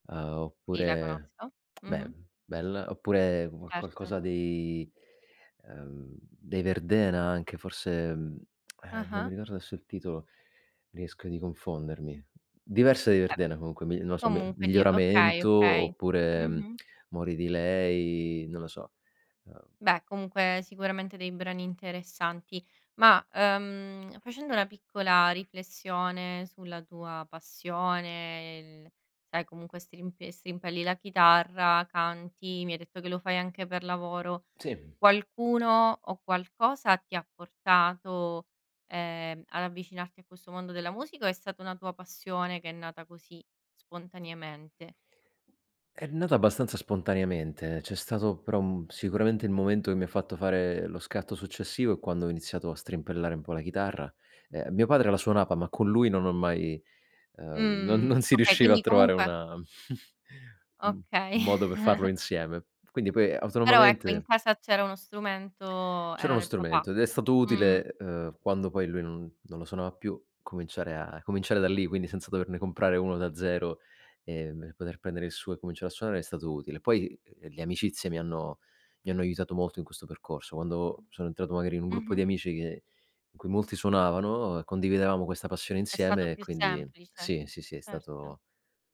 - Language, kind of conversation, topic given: Italian, podcast, Qual è una canzone che ti riporta subito all’infanzia?
- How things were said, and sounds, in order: tongue click; other background noise; unintelligible speech; drawn out: "passione, l"; chuckle; tapping